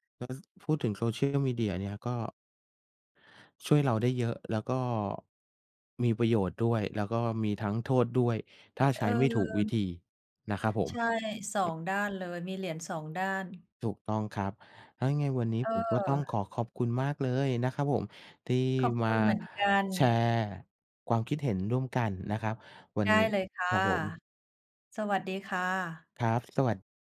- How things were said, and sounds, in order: other noise
- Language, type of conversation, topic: Thai, unstructured, คุณเคยรู้สึกเหงาหรือเศร้าจากการใช้โซเชียลมีเดียไหม?